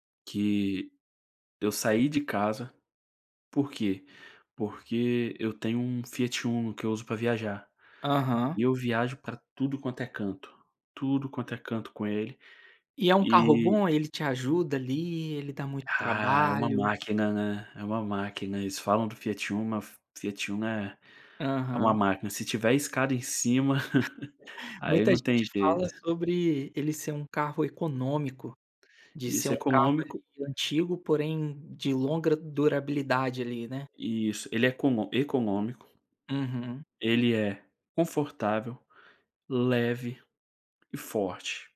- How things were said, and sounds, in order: chuckle
- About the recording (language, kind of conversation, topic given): Portuguese, podcast, Qual é um conselho prático para quem vai viajar sozinho?